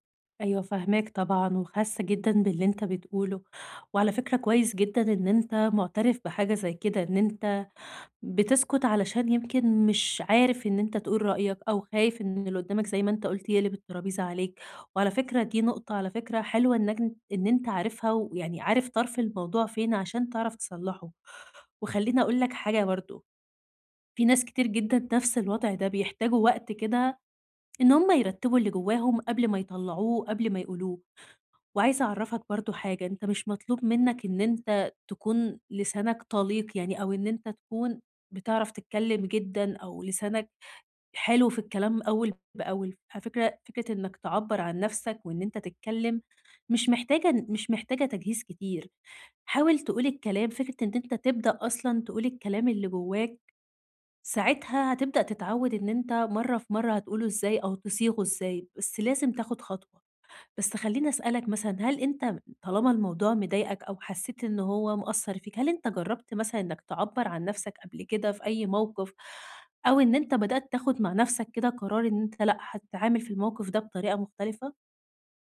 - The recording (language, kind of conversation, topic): Arabic, advice, إزاي أعبّر عن نفسي بصراحة من غير ما أخسر قبول الناس؟
- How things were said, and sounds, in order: none